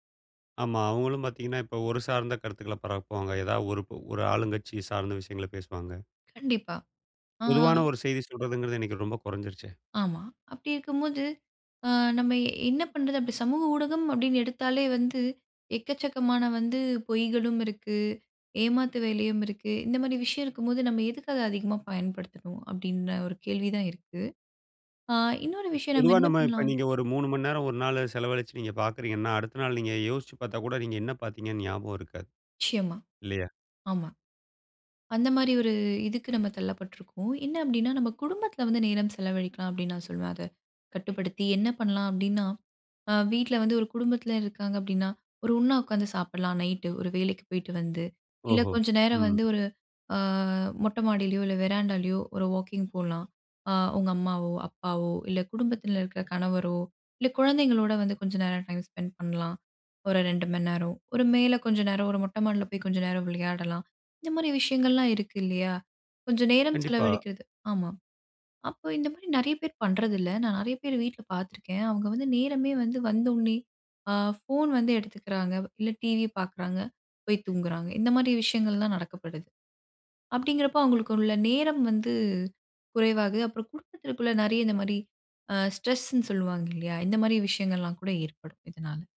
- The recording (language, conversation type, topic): Tamil, podcast, தொலைபேசி மற்றும் சமூக ஊடக பயன்பாட்டைக் கட்டுப்படுத்த நீங்கள் என்னென்ன வழிகள் பின்பற்றுகிறீர்கள்?
- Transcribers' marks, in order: other noise; other background noise; in English: "ஸ்பெண்ட்"